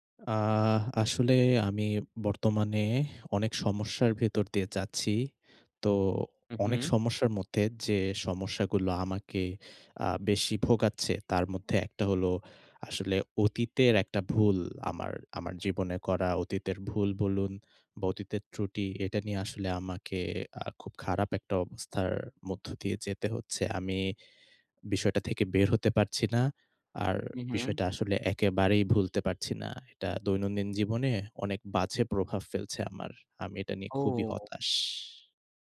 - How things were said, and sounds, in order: sad: "আহ আসলে আমি বর্তমানে অনেক সমস্যার ভেতর দিয়ে যাচ্ছি"; horn; breath; sad: "এটা দৈনন্দিন জীবনে অনেক বাজে … নিয়ে খুবই হতাশ"; surprised: "ও!"
- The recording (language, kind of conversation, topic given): Bengali, advice, আপনার অতীতে করা ভুলগুলো নিয়ে দীর্ঘদিন ধরে জমে থাকা রাগটি আপনি কেমন অনুভব করছেন?